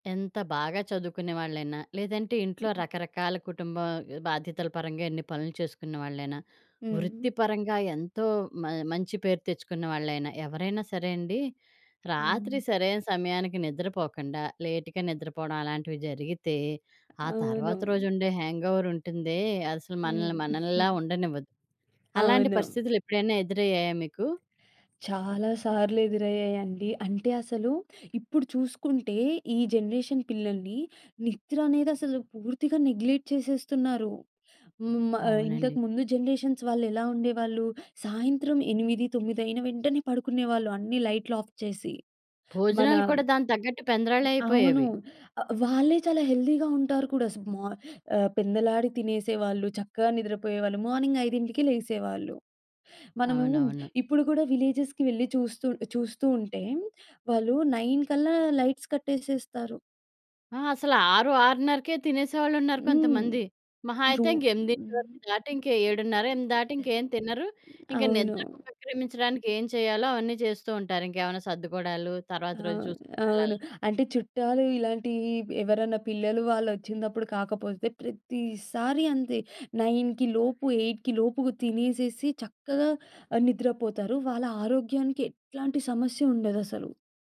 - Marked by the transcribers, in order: other noise; in English: "లేట్‌గా"; in English: "హ్యాంగోవర్"; giggle; in English: "జనరేషన్"; in English: "నెగ్లెక్ట్"; in English: "జనరేషన్స్"; in English: "ఆఫ్"; in English: "హెల్తీ‌గా"; in English: "మార్నింగ్"; in English: "విలేజెస్‌కి"; in English: "నైన్"; in English: "లైట్స్"; in English: "నైన్‌కి"; in English: "ఎయిట్‌కి"
- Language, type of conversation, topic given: Telugu, podcast, సమయానికి నిద్రపోలేకపోయినా శక్తిని నిలుపుకునేందుకు ఏమైనా చిట్కాలు చెప్పగలరా?